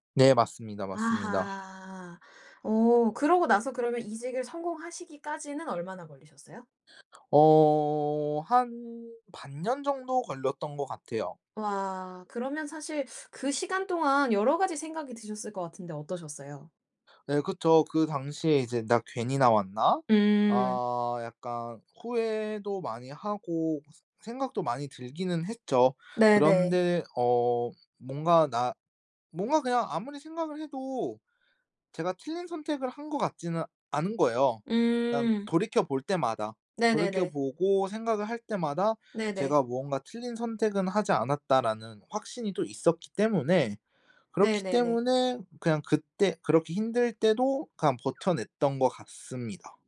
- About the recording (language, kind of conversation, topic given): Korean, podcast, 직업을 바꾸게 된 계기가 무엇이었나요?
- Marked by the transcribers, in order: other background noise